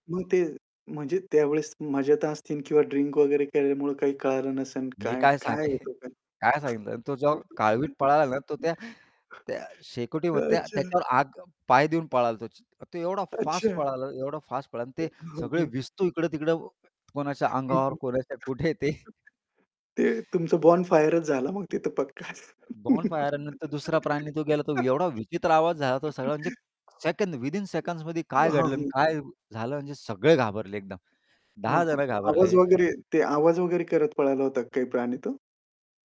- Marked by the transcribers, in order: static; chuckle; other background noise; laugh; laughing while speaking: "अच्छा"; laughing while speaking: "अच्छा"; laugh; chuckle; in English: "बॉनफायरच"; in English: "बॉनफायर"; laugh
- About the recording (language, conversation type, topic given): Marathi, podcast, तुमच्या पहिल्या कॅम्पिंगच्या रात्रीची आठवण काय आहे?